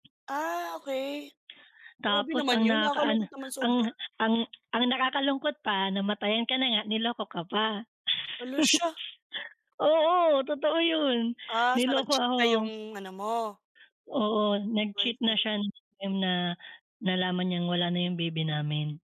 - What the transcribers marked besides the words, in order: chuckle
- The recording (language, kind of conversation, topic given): Filipino, unstructured, Paano mo hinaharap ang sakit ng pagkawala ng mahal sa buhay?